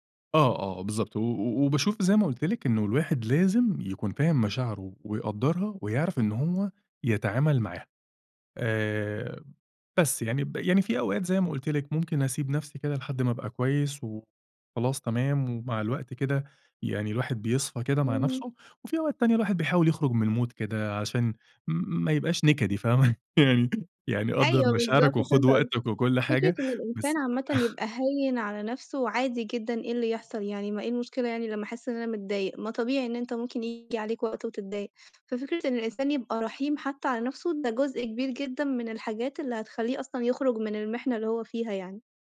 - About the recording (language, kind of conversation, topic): Arabic, podcast, إيه اللي بتعمله لما تحس إنك مرهق نفسياً وجسدياً؟
- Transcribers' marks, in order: in English: "المود"; laugh; chuckle